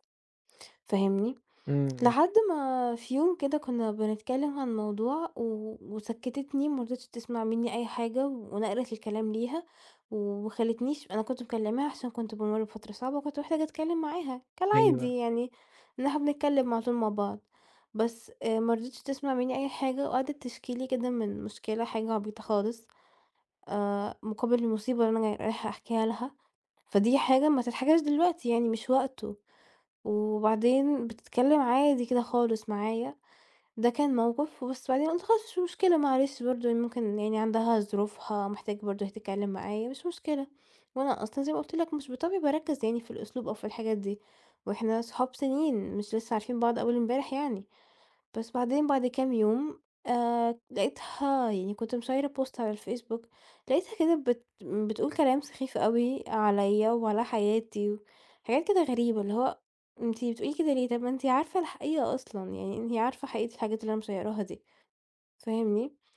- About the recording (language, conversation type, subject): Arabic, advice, ليه بقبل أدخل في علاقات مُتعبة تاني وتالت؟
- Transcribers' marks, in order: tapping; in English: "مشيّرة بوست"; in English: "مشيّراها"